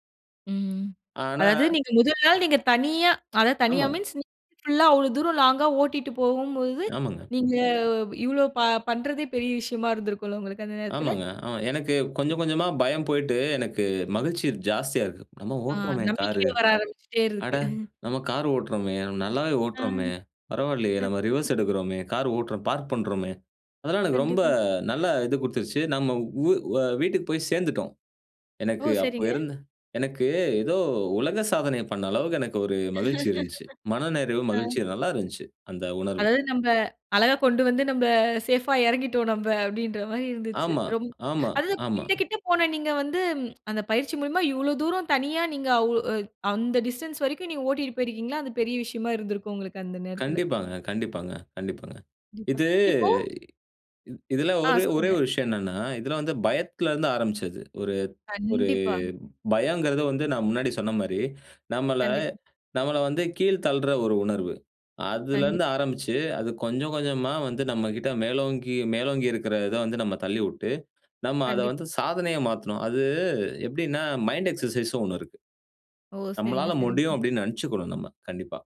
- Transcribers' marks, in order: in English: "மீன்ஸ்"; unintelligible speech; in English: "லாங்கா"; laughing while speaking: "நம்பிக்கை வர ஆரம்பிச்சிட்டே இருக்கு"; in English: "ரிவர்ஸ்"; unintelligible speech; in English: "பார்க்"; laugh; laughing while speaking: "நம்ப அழகா கொண்டு வந்து நம்ப சேஃப்பா இறங்கிட்டோம் நம்ப அப்படின்ற மாரி இருந்துச்சு"; in English: "சேஃப்பா"; in English: "டிஸ்டன்ஸ்"; drawn out: "அது"; in English: "மைண்ட் எக்சர்சைஸ்"
- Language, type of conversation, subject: Tamil, podcast, பயத்தை சாதனையாக மாற்றிய அனுபவம் உண்டா?